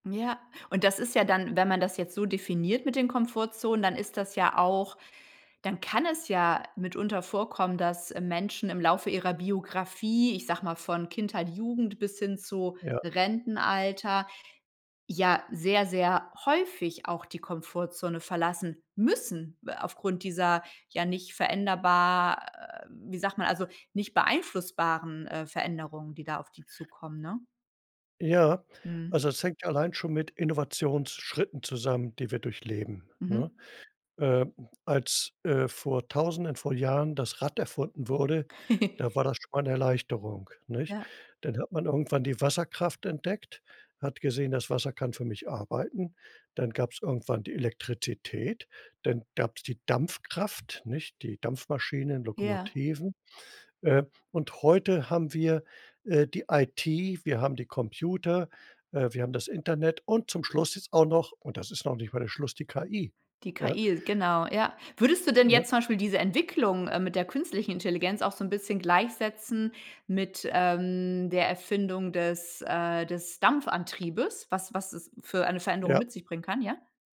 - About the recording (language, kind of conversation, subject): German, podcast, Welche Erfahrung hat dich aus deiner Komfortzone geholt?
- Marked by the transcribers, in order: stressed: "müssen"; other noise; chuckle